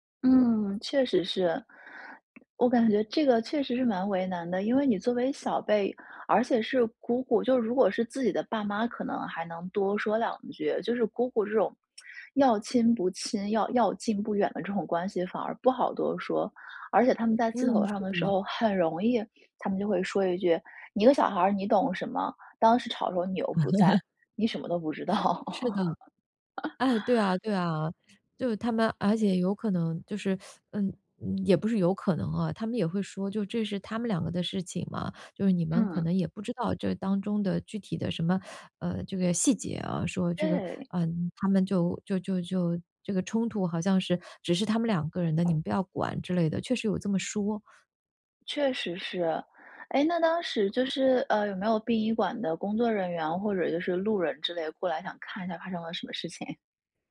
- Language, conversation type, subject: Chinese, advice, 如何在朋友聚会中妥善处理争吵或尴尬，才能不破坏气氛？
- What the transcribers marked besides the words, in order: tapping; lip smack; chuckle; laughing while speaking: "道"; chuckle; teeth sucking; teeth sucking